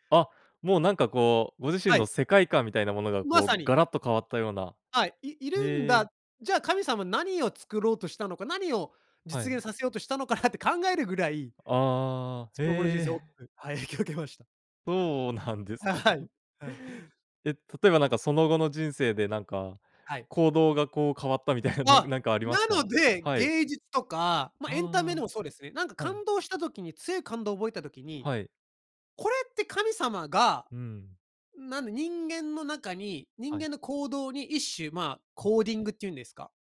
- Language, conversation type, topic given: Japanese, podcast, 初めて強く心に残った曲を覚えていますか？
- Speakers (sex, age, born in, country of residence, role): male, 30-34, Japan, Japan, host; male, 35-39, Japan, Japan, guest
- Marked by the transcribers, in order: other noise; chuckle; anticipating: "あ、なので"; in English: "コーディング"